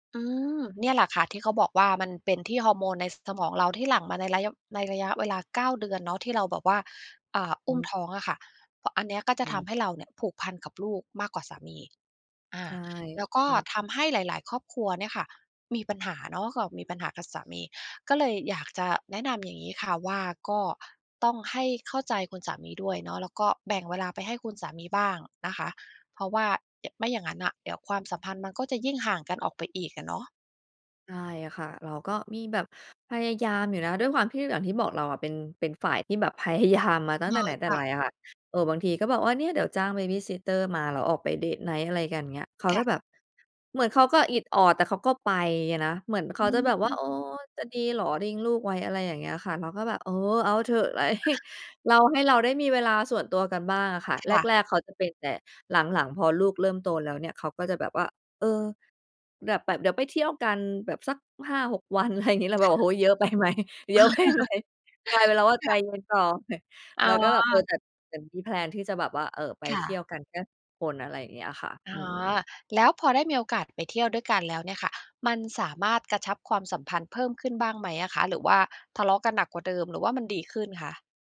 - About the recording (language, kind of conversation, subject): Thai, advice, ความสัมพันธ์ของคุณเปลี่ยนไปอย่างไรหลังจากมีลูก?
- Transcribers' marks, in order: other background noise; laughing while speaking: "พยายาม"; in English: "babysitter"; laughing while speaking: "ไล"; laughing while speaking: "ไรงี้"; laughing while speaking: "ไปไหม เยอะไปไหม ?"; chuckle; chuckle